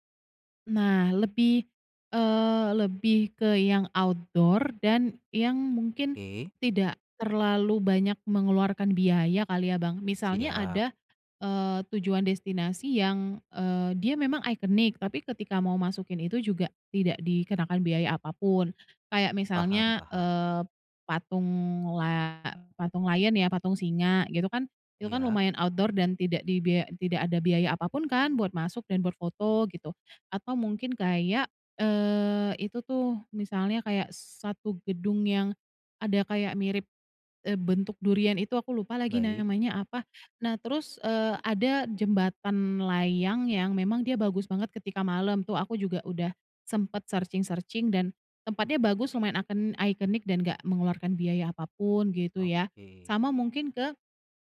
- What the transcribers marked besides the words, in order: in English: "outdoor"; in English: "iconic"; in English: "lion"; in English: "outdoor"; in English: "searching-searching"; in English: "icon iconic"
- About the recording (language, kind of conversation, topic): Indonesian, advice, Bagaimana cara menikmati perjalanan singkat saat waktu saya terbatas?